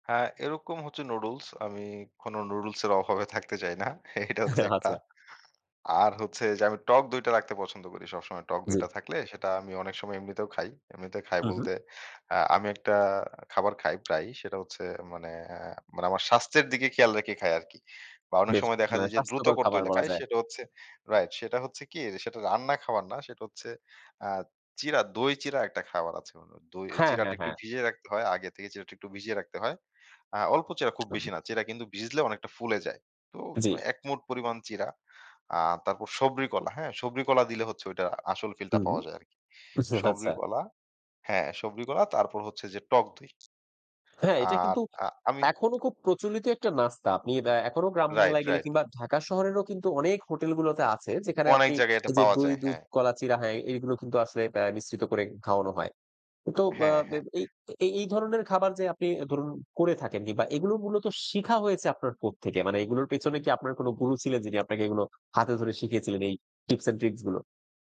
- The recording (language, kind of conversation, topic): Bengali, podcast, অল্প সময়ে সুস্বাদু খাবার বানানোর কী কী টিপস আছে?
- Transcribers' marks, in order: laughing while speaking: "এটা হচ্ছে একটা!"; laughing while speaking: "আচ্ছা"; tapping; other background noise; "একমুঠ" said as "একমুট"; laughing while speaking: "আচ্ছা"